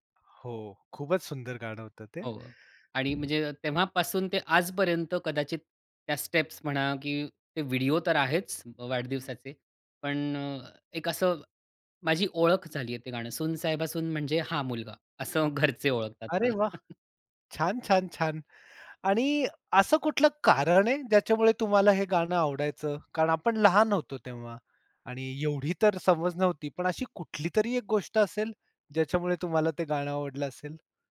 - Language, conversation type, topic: Marathi, podcast, तुझ्या आयुष्यातल्या प्रत्येक दशकाचं प्रतिनिधित्व करणारे एक-एक गाणं निवडायचं झालं, तर तू कोणती गाणी निवडशील?
- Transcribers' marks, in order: other background noise; in English: "स्टेप्स"; tapping; chuckle